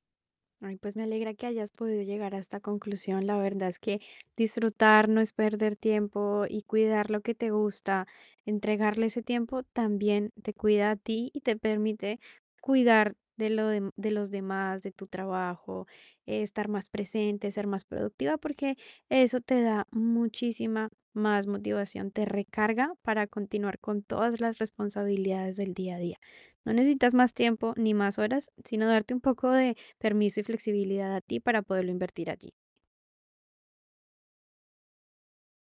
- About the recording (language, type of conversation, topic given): Spanish, advice, ¿Cómo puedo encontrar tiempo para disfrutar mis pasatiempos?
- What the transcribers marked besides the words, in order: static